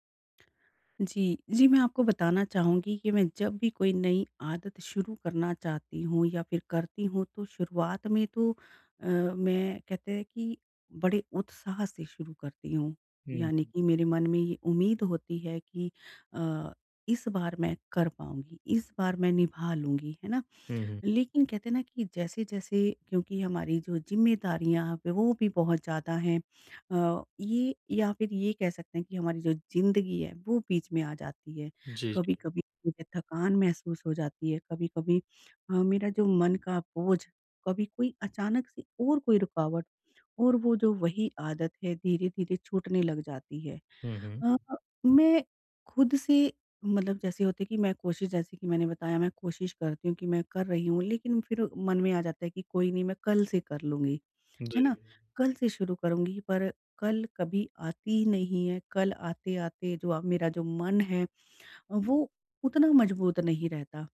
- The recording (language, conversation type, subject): Hindi, advice, रुकावटों के बावजूद मैं अपनी नई आदत कैसे बनाए रखूँ?
- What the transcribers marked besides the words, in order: none